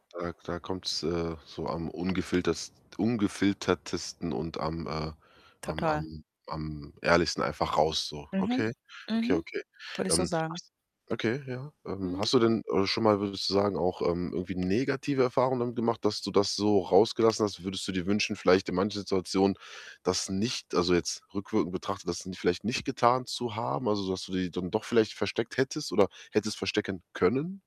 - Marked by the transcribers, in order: static; other background noise; distorted speech; tapping
- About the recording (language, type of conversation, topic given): German, advice, Wie kann ich meine Emotionen beruhigen, bevor ich antworte?